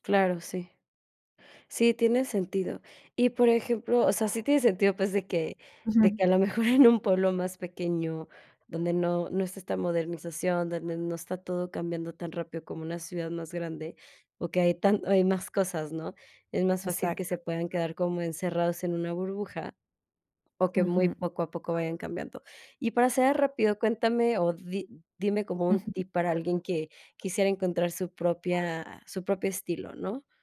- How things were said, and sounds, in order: laughing while speaking: "mejor"
- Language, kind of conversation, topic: Spanish, podcast, ¿Qué te hace sentir auténtico al vestirte?